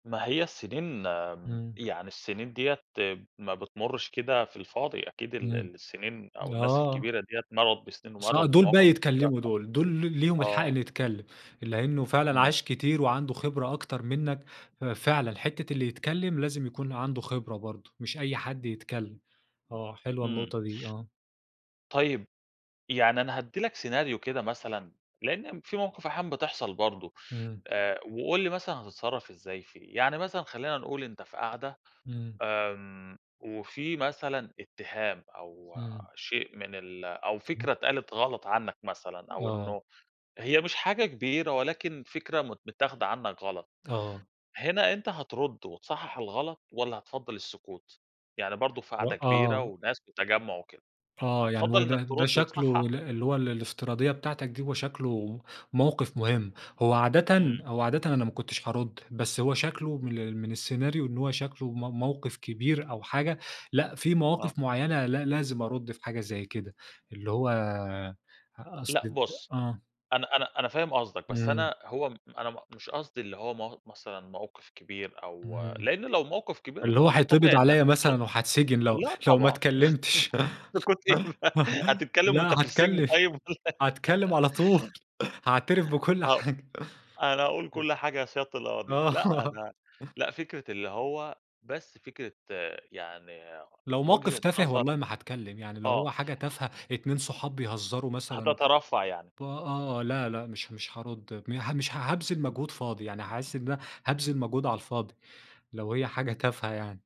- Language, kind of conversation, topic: Arabic, podcast, هل بتفضّل تسمع أكتر ولا تتكلم أكتر، وليه؟
- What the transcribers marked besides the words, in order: tapping; laugh; laughing while speaking: "سكوت إيه بقى"; chuckle; laughing while speaking: "هاتكلم، هاتكلم على طول، هاعترف بكل حاجة"; laugh; laughing while speaking: "آه"